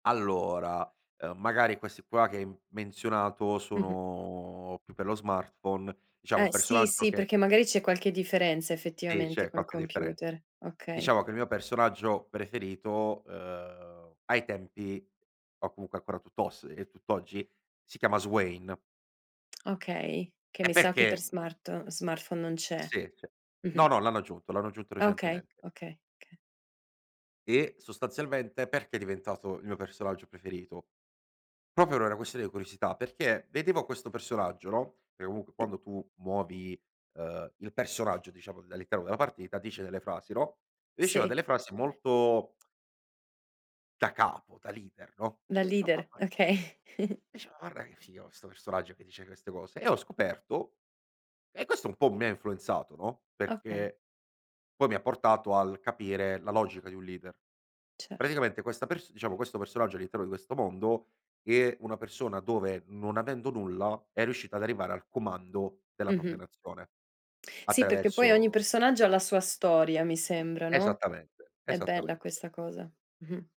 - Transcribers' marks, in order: "cioè" said as "ceh"; "Proprio" said as "propo"; "Dicevo" said as "diceo"; laughing while speaking: "okay"; chuckle
- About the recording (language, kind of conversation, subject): Italian, podcast, Che ruolo ha la curiosità nella tua crescita personale?